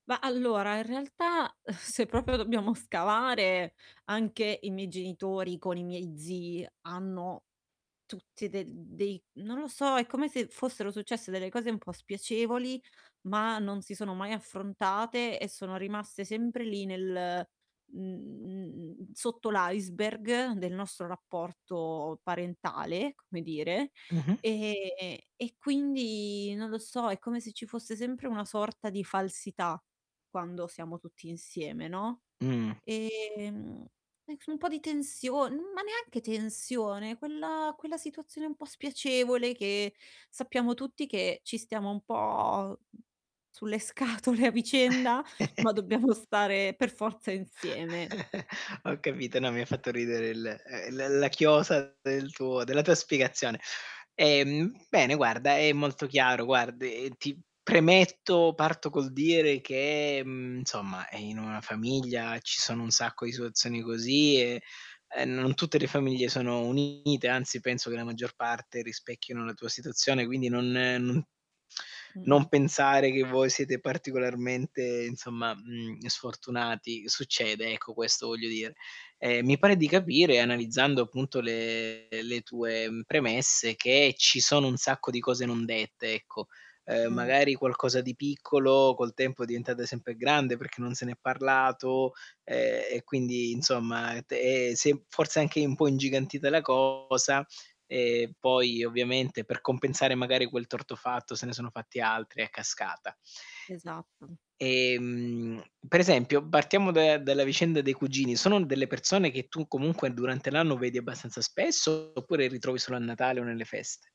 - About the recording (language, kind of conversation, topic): Italian, advice, Come posso gestire tensioni o malintesi durante feste o celebrazioni con amici e parenti?
- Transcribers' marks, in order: sigh; tapping; drawn out: "mhmm"; drawn out: "po'"; laughing while speaking: "scatole"; chuckle; static; distorted speech; other background noise